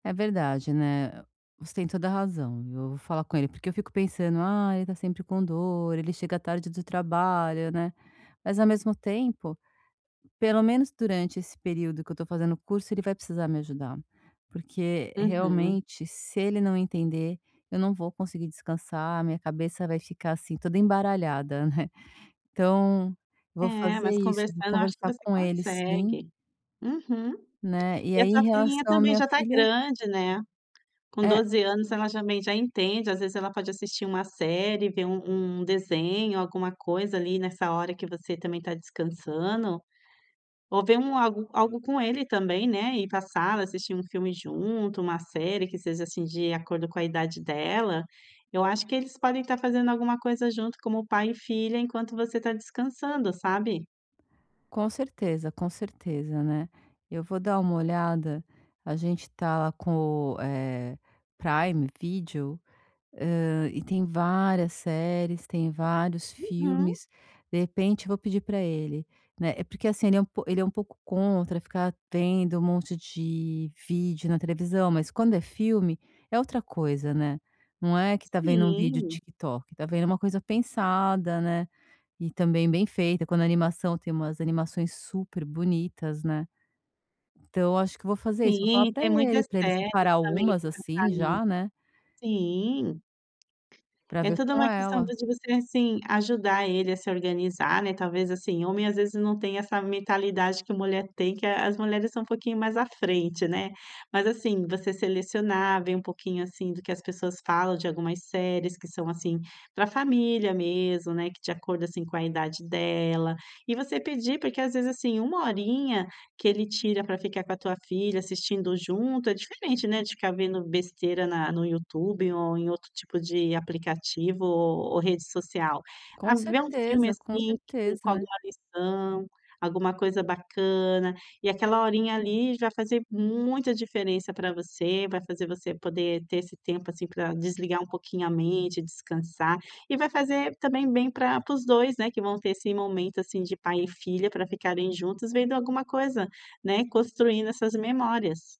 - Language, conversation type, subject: Portuguese, advice, Como posso relaxar melhor em casa todos os dias?
- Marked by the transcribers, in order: other noise; other background noise